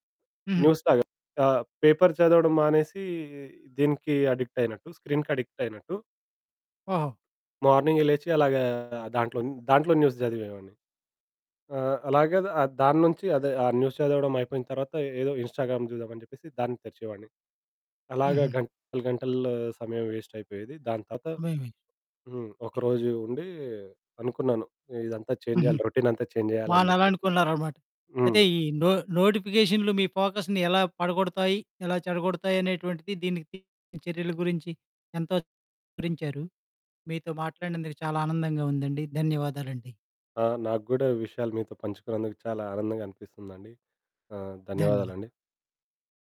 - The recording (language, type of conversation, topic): Telugu, podcast, నోటిఫికేషన్లు మీ ఏకాగ్రతను ఎలా చెదరగొడతాయి?
- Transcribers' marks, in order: static; in English: "న్యూస్‌లాగ"; tapping; in English: "పేపర్"; distorted speech; in English: "న్యూస్"; in English: "న్యూస్"; in English: "ఇన్స్‌స్టాగ్రామ్"; other background noise; in English: "చేంజ్"; in English: "చేంజ్"; in English: "ఫోకస్‌ని"